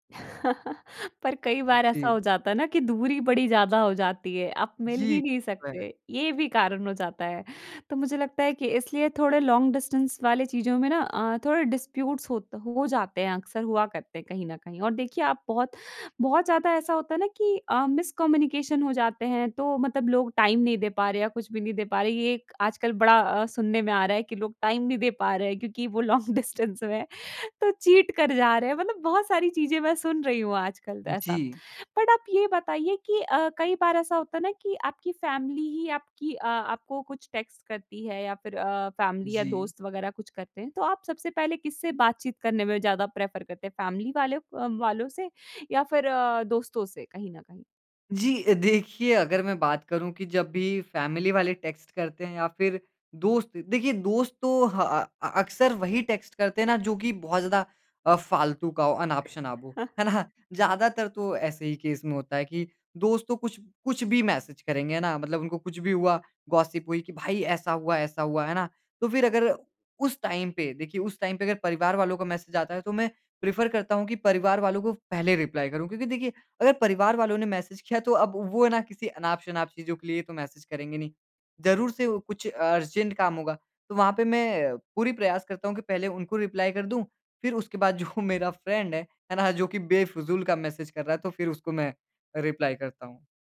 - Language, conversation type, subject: Hindi, podcast, वॉइस नोट और टेक्स्ट — तुम किसे कब चुनते हो?
- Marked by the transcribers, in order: laugh; in English: "लॉन्ग डिस्टेंस"; in English: "डिस्प्यूट्स"; in English: "मिसकम्युनिकेशन"; in English: "टाइम"; in English: "टाइम"; laughing while speaking: "लॉन्ग डिस्टेंस में है"; in English: "लॉन्ग डिस्टेंस"; joyful: "तो चीट कर जा रहे हैं"; in English: "चीट"; in English: "बट"; in English: "फैमिली"; in English: "टेक्स्ट"; in English: "फैमिली"; in English: "प्रेफ़र"; in English: "फैमिली"; in English: "फ़ैमिली"; in English: "टेक्स्ट"; in English: "टेक्स्ट"; laughing while speaking: "है ना?"; tapping; chuckle; in English: "केस"; in English: "गॉसिप"; in English: "टाइम"; in English: "टाइम"; in English: "प्रेफ़ेर"; in English: "रिप्लाई"; in English: "अर्जेंट"; in English: "रिप्लाई"; laughing while speaking: "जो"; in English: "फ़्रेंड"; in English: "रिप्लाई"